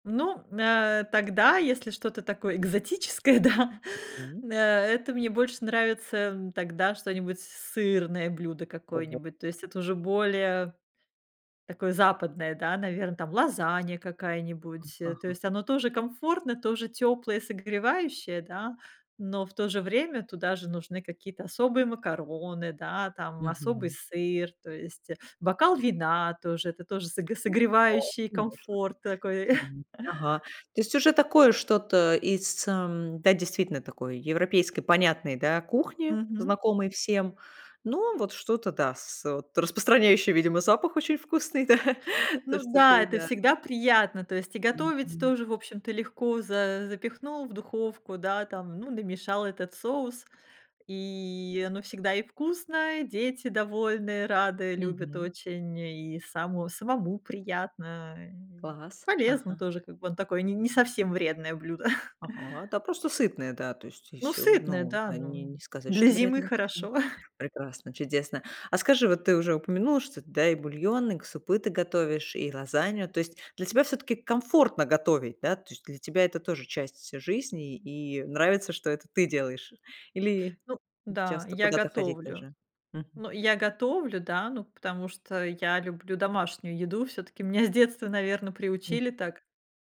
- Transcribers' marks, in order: laughing while speaking: "да"; tapping; chuckle; chuckle; chuckle; chuckle
- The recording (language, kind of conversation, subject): Russian, podcast, Что для тебя значит комфортная еда?